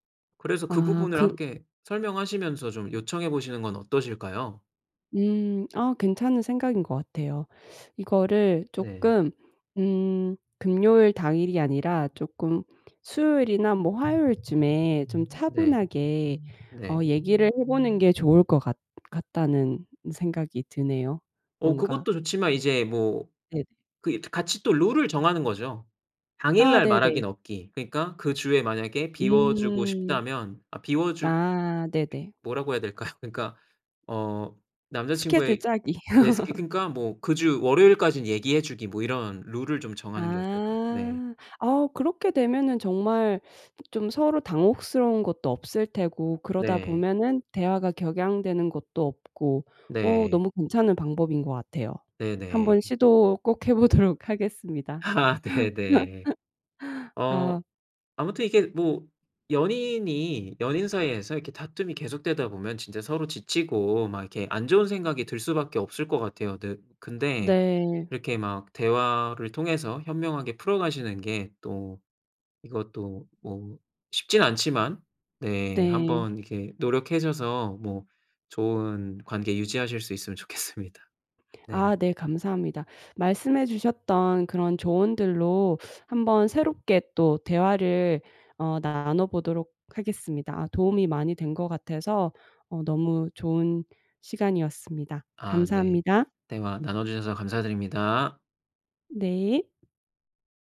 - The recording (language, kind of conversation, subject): Korean, advice, 자주 다투는 연인과 어떻게 대화하면 좋을까요?
- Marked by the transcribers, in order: other background noise; laughing while speaking: "될까요?"; laugh; laughing while speaking: "아 네네"; laughing while speaking: "해보도록"; laugh; "노력하셔서" said as "노력해셔서"; laughing while speaking: "좋겠습니다"